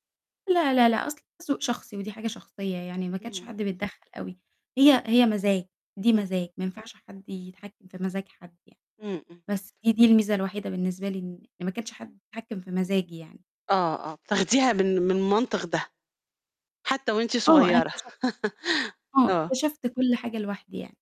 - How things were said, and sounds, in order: distorted speech; "كانش" said as "كاتش"; tapping; other background noise; chuckle
- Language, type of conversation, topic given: Arabic, podcast, إيه نوع الموسيقى المفضل عندك وليه؟